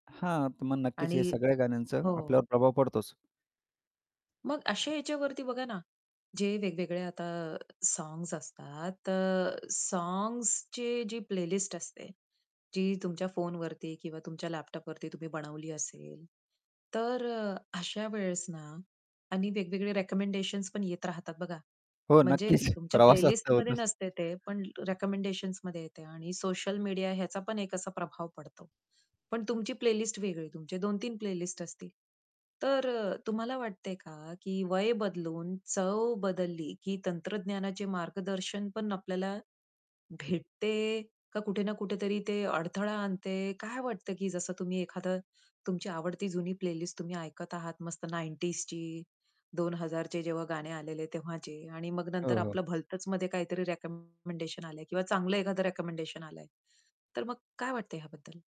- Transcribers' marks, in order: static; tapping; in English: "प्लेलिस्ट"; in English: "प्लेलिस्टमध्ये"; laughing while speaking: "नक्कीच"; other background noise; in English: "प्लेलिस्ट"; in English: "प्लेलिस्ट"; in English: "प्लेलिस्ट"; in English: "नाइंटीज ची"; distorted speech
- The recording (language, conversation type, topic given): Marathi, podcast, वय वाढत गेल्यावर गाण्यांबद्दलचं तुझं मत कसं बदललं?